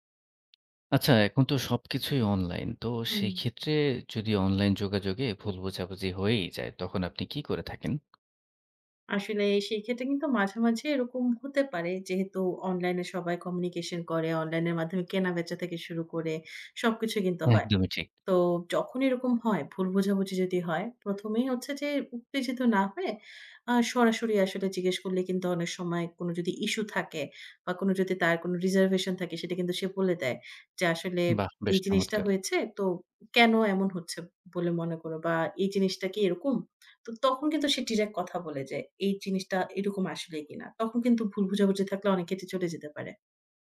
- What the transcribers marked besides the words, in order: tapping; other background noise
- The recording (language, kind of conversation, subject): Bengali, podcast, অনলাইনে ভুল বোঝাবুঝি হলে তুমি কী করো?